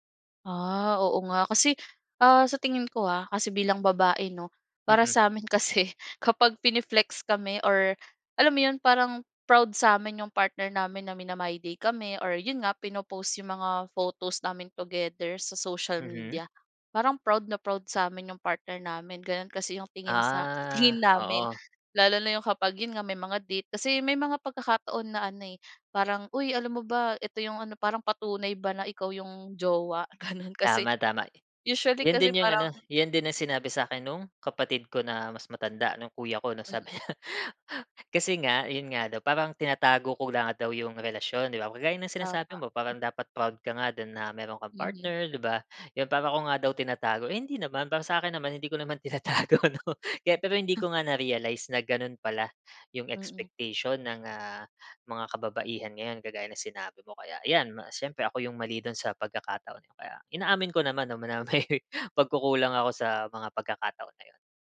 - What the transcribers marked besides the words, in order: laughing while speaking: "amin kasi"; in English: "pine-flex"; laughing while speaking: "ganun"; laughing while speaking: "sabi niya"; laughing while speaking: "tinatago 'no"; laughing while speaking: "may"
- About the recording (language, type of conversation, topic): Filipino, podcast, Anong epekto ng midyang panlipunan sa isang relasyon, sa tingin mo?